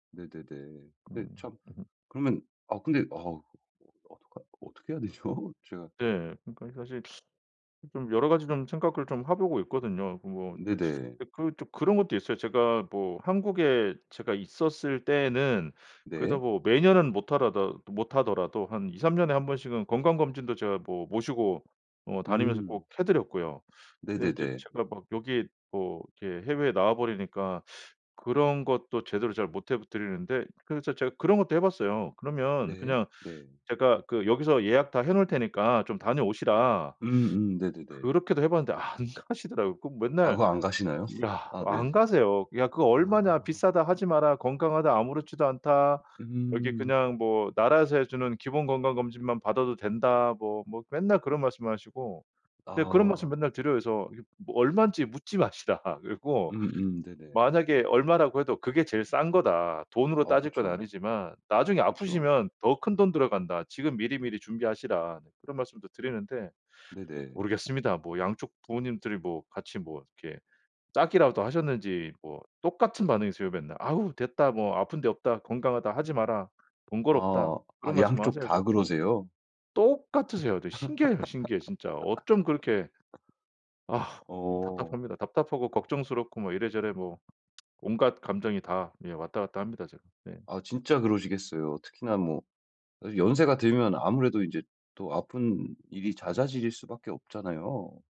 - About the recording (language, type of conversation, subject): Korean, advice, 부모님이나 가족의 노화로 돌봄 책임이 생겨 불안할 때 어떻게 하면 좋을까요?
- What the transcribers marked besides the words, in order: tapping; other background noise; laughing while speaking: "안 가시더라고요"; laughing while speaking: "묻지 마시라"; laugh